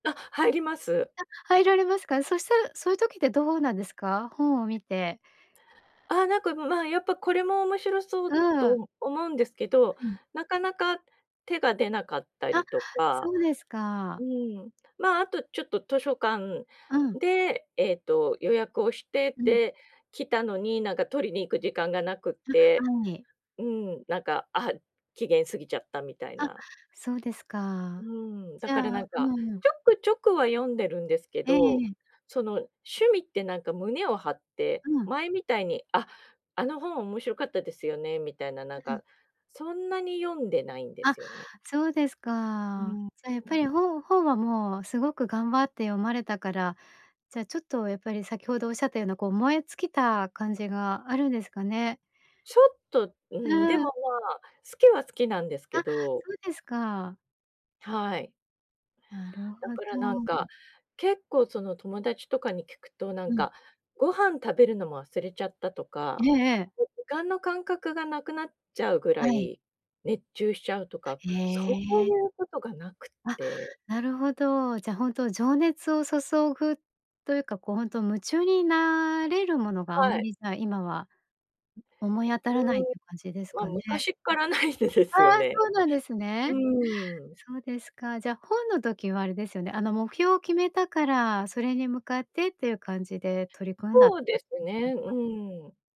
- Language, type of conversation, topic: Japanese, advice, どうすれば自分の情熱や興味を見つけられますか？
- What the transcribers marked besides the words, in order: other noise; unintelligible speech; unintelligible speech